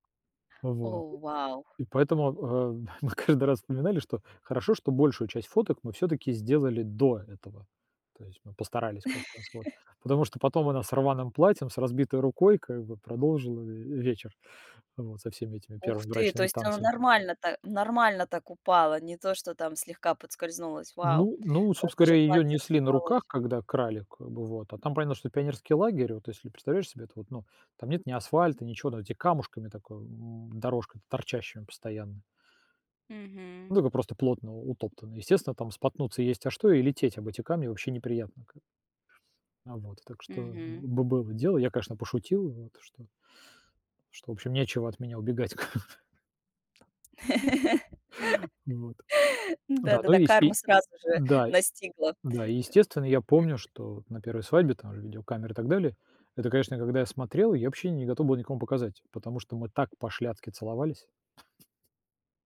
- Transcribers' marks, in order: other background noise; laughing while speaking: "мы каждый раз"; laugh; tapping; laughing while speaking: "как бы"; laugh; chuckle
- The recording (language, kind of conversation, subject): Russian, podcast, Как ты запомнил(а) день своей свадьбы?